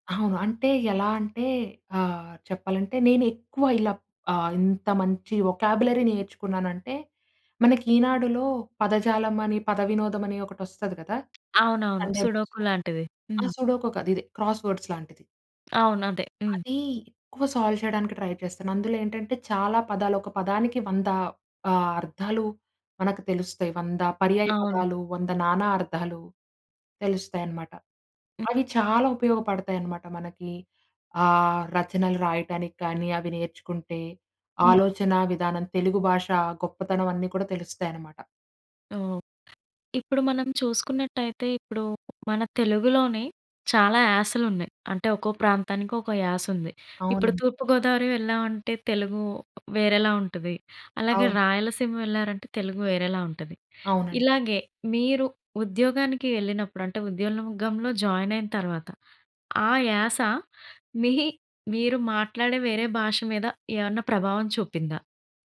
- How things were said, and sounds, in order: in English: "వొకాబ్యులరీ"; in English: "సండే బుక్స్‌లో"; other background noise; in English: "సుడోకు"; in English: "సుడోకు"; in English: "క్రాస్‌వర్డ్స్"; in English: "సాల్వ్"; in English: "ట్రై"; other noise; background speech; "ఉద్యోగంలో" said as "ఉద్యోలవగంలో"; in English: "జాయిన్"
- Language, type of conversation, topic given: Telugu, podcast, మీ భాష మీ గుర్తింపుపై ఎంత ప్రభావం చూపుతోంది?